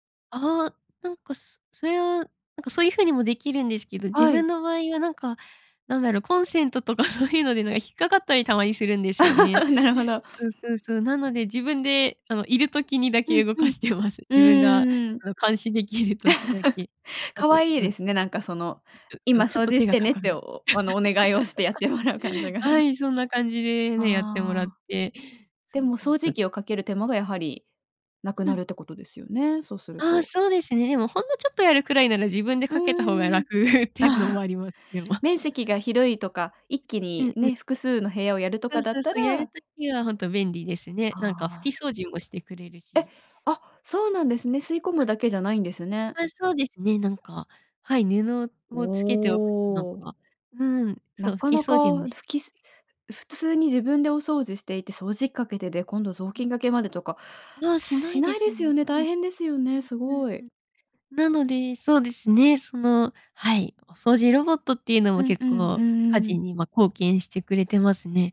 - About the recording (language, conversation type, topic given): Japanese, podcast, 家事のやりくりはどう工夫していますか？
- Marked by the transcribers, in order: laughing while speaking: "そういうので"; laugh; laugh; laughing while speaking: "動かしてます"; laughing while speaking: "やってもらう感じが"; laugh; other noise; laughing while speaking: "楽っていうのも"; laughing while speaking: "ああ"